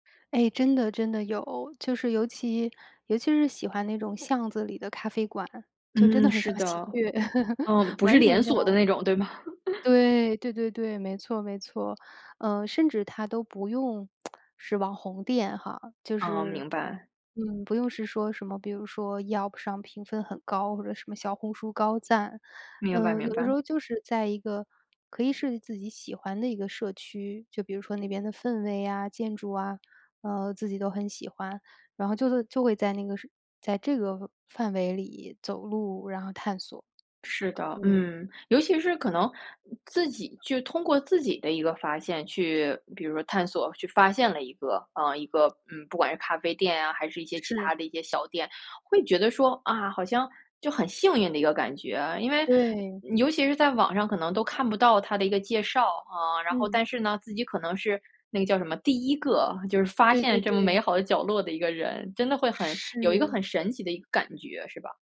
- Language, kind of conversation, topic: Chinese, podcast, 说说一次你意外发现美好角落的经历？
- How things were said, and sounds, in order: laugh; laughing while speaking: "对吧？"; laugh; lip smack; other background noise; anticipating: "第一 个"; joyful: "发现这么美好的角落的一个人"